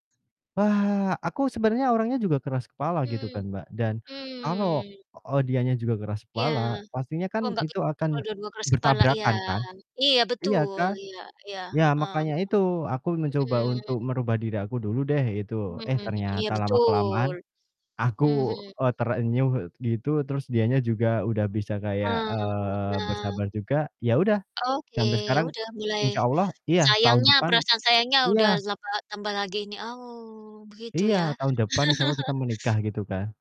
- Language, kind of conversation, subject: Indonesian, unstructured, Bagaimana kamu tahu bahwa seseorang adalah pasangan yang tepat?
- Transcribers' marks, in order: distorted speech; laugh